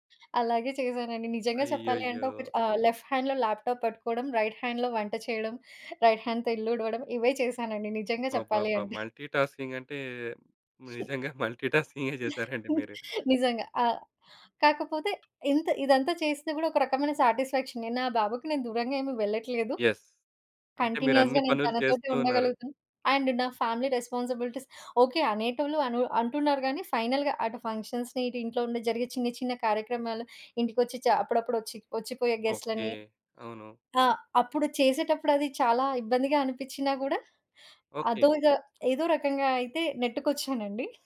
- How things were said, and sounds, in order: other background noise; in English: "లెఫ్ట్ హ్యాండ్‌లో ల్యాప్‌టాప్"; in English: "రైట్ హ్యాండ్‌లో"; in English: "రైట్ హ్యాండ్‌తో"; in English: "మల్టీ టాస్కింగ్"; in English: "మల్టీ"; chuckle; in English: "కంటిన్యూయస్‌గా"; in English: "యెస్"; in English: "అండ్"; in English: "ఫ్యామిలీ రెస్పాన్సిబిలిటీస్"; in English: "ఫైనల్‌గా"; in English: "ఫంక్షన్స్‌ని"; in English: "గెస్ట్‌లని"
- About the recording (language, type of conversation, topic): Telugu, podcast, ఇంటినుంచి పని చేసే అనుభవం మీకు ఎలా ఉంది?